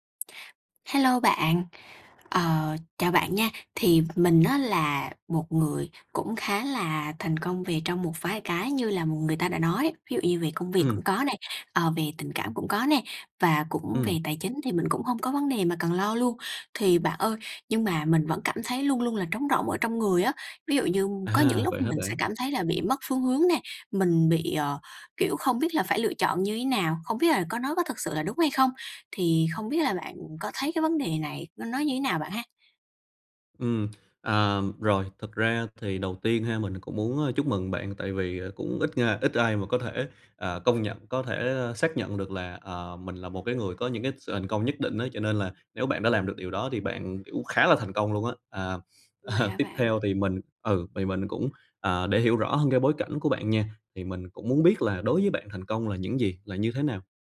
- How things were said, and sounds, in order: tapping; laughing while speaking: "à"
- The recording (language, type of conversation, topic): Vietnamese, advice, Tại sao tôi đã đạt được thành công nhưng vẫn cảm thấy trống rỗng và mất phương hướng?